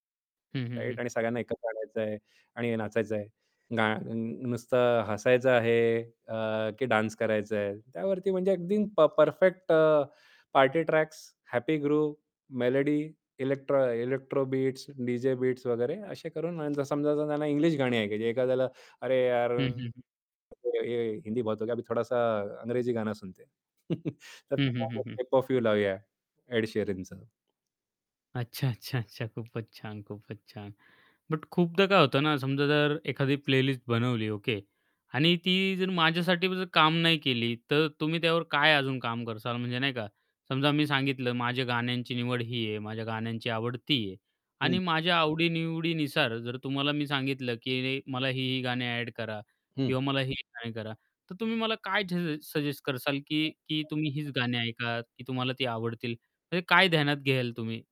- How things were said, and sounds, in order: in English: "राइट"; in English: "डान्स"; in English: "ग्रुप, मेलोडी, इलेक्ट्रो इलेक्ट्रो"; other background noise; distorted speech; in Hindi: "हिंदी बहुत हो गया, अभी थोडा सा अंग्रेजी गाणं सुनते है"; chuckle; unintelligible speech; laughing while speaking: "अच्छा, अच्छा, अच्छा"; tapping; in English: "प्लेलिस्ट"; "कराल" said as "करसाल"; other noise; "कराल" said as "करसाल"; unintelligible speech
- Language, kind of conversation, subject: Marathi, podcast, तू आमच्यासाठी प्लेलिस्ट बनवलीस, तर त्यात कोणती गाणी टाकशील?